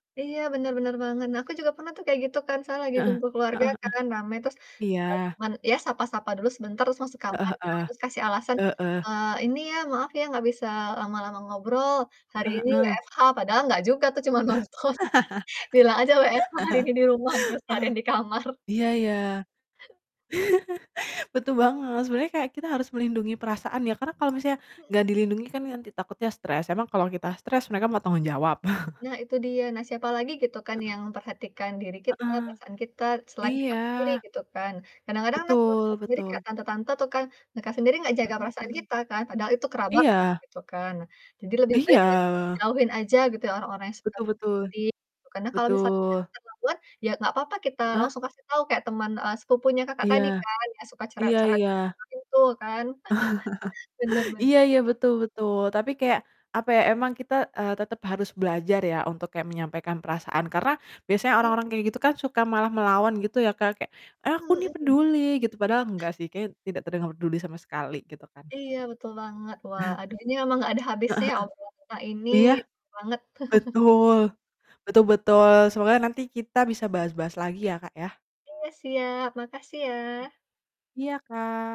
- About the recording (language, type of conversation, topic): Indonesian, unstructured, Bagaimana cara kamu menghadapi anggota keluarga yang terus-menerus mengkritik?
- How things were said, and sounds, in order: static; distorted speech; laughing while speaking: "cuman nonton. Bilang aja WFH … seharian di kamar"; laugh; tapping; other noise; chuckle; laugh; chuckle; chuckle; laugh; other background noise